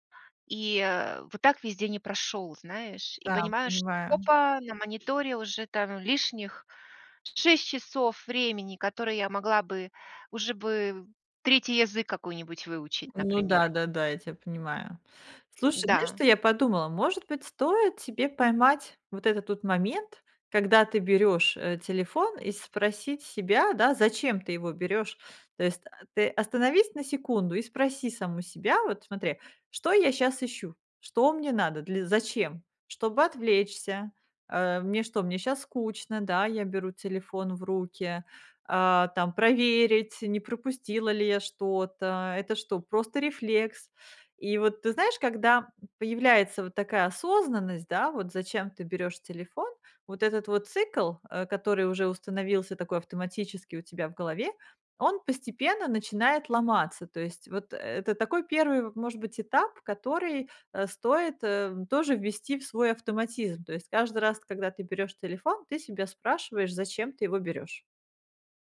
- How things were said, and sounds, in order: none
- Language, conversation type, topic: Russian, advice, Как перестать проверять телефон по несколько раз в час?